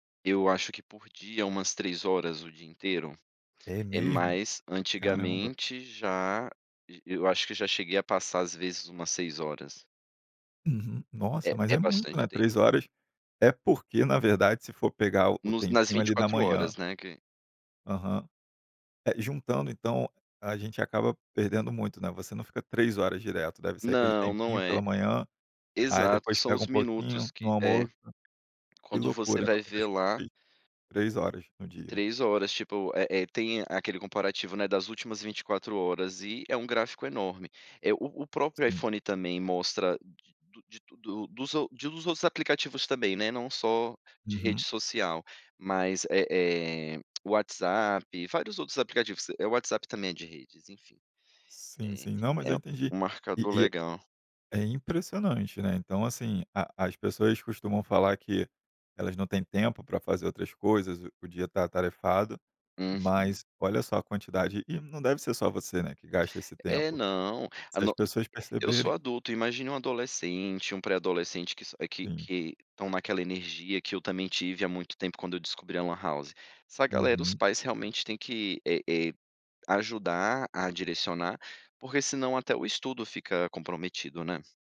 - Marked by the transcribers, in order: tapping; tongue click; other background noise
- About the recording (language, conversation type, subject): Portuguese, podcast, Como você gerencia o tempo nas redes sociais?